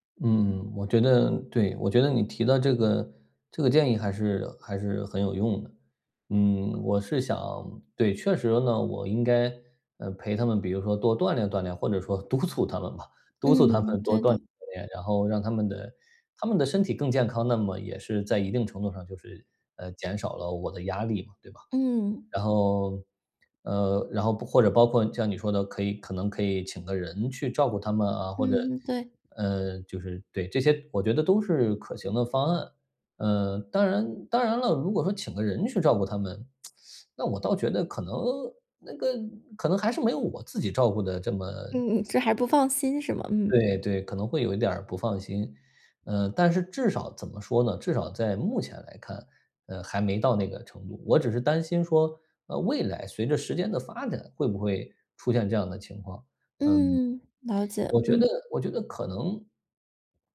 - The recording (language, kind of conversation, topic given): Chinese, advice, 陪伴年迈父母的责任突然增加时，我该如何应对压力并做出合适的选择？
- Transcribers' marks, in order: laughing while speaking: "督促他们吧"; lip smack